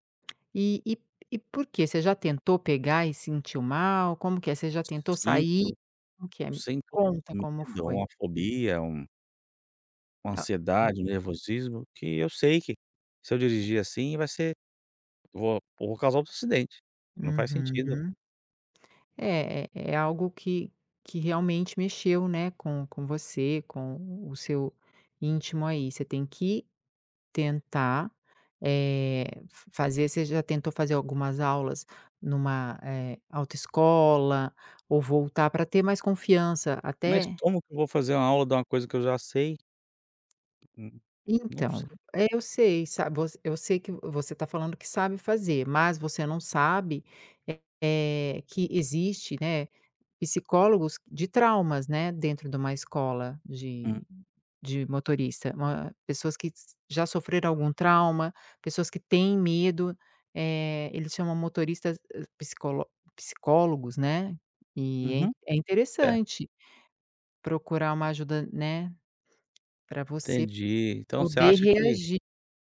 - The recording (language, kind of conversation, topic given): Portuguese, advice, Como você se sentiu ao perder a confiança após um erro ou fracasso significativo?
- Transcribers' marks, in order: other background noise; tapping